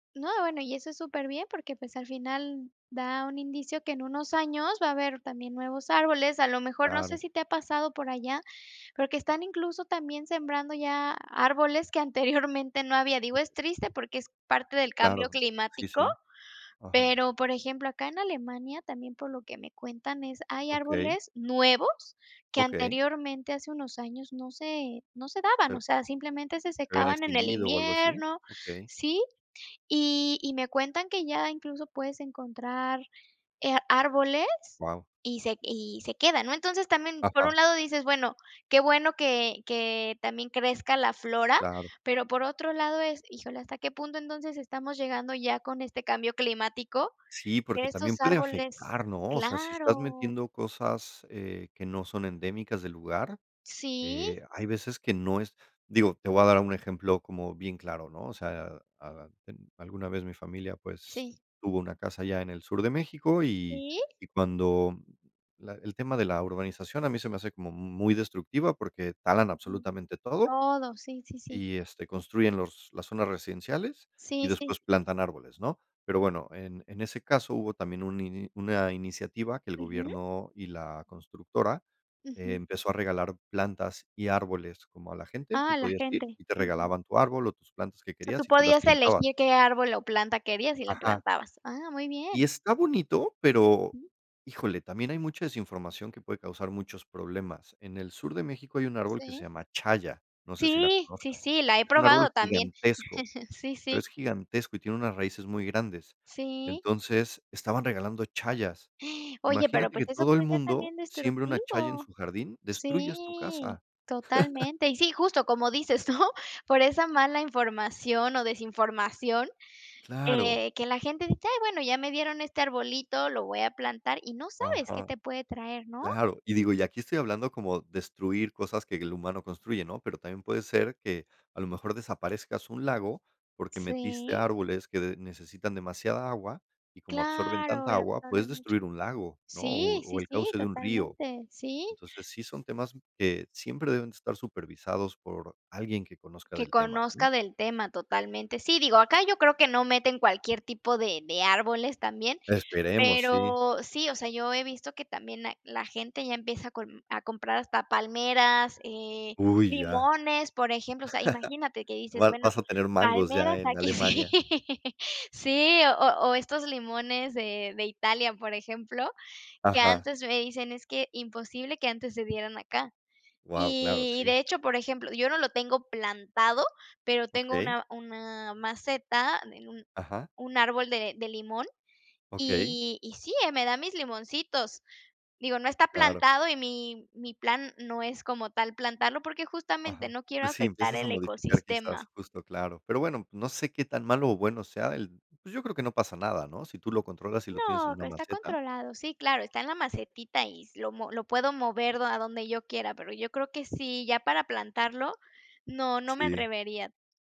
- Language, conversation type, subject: Spanish, unstructured, ¿Por qué debemos respetar las áreas naturales cercanas?
- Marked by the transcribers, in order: tapping; giggle; teeth sucking; drawn out: "Sí"; laugh; laughing while speaking: "¿no?"; other background noise; laugh; laughing while speaking: "Sí"